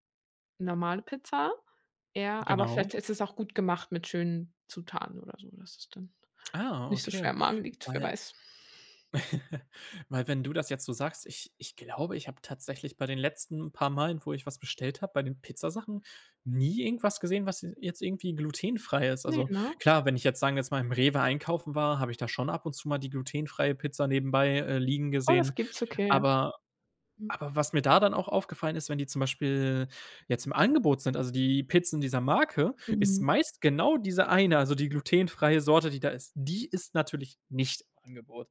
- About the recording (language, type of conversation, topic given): German, podcast, Wie passt du Rezepte an Allergien oder Unverträglichkeiten an?
- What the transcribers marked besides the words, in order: giggle; other background noise; stressed: "die"; stressed: "nicht"